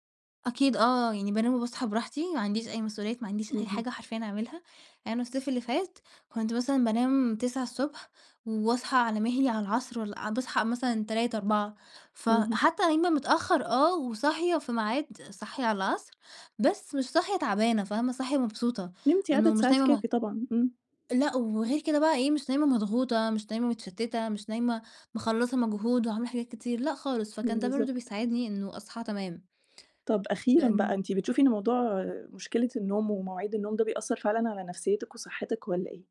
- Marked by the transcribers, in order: none
- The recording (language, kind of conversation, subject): Arabic, podcast, بتعمل إيه لما ما تعرفش تنام؟